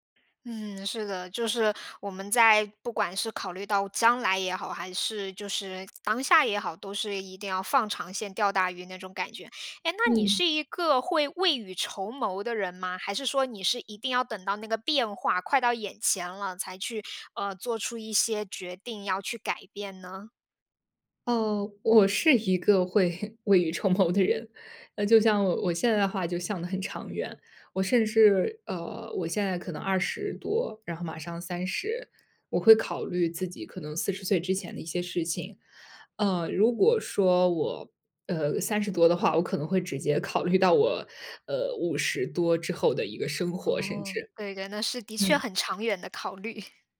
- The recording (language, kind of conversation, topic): Chinese, podcast, 做决定前你会想五年后的自己吗？
- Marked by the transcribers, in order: other background noise; chuckle; laughing while speaking: "的人"; laughing while speaking: "考虑"; chuckle